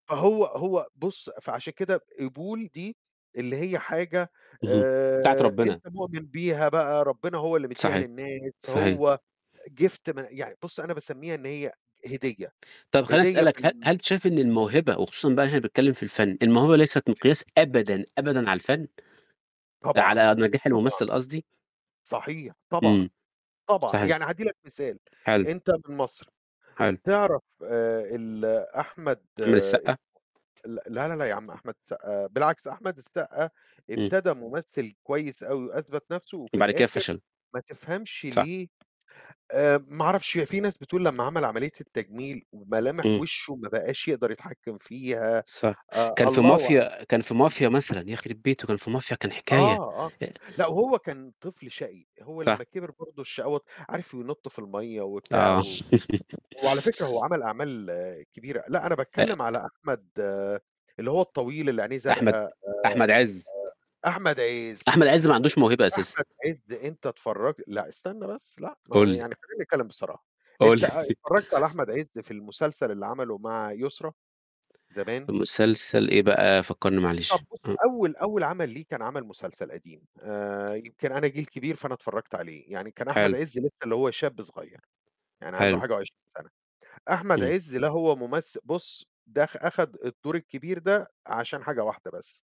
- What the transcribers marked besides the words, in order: static; in English: "gift"; tapping; other noise; other background noise; laugh; laughing while speaking: "قُل لي.ِ"
- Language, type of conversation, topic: Arabic, unstructured, هل بتفتكر إن المنتجين بيضغطوا على الفنانين بطرق مش عادلة؟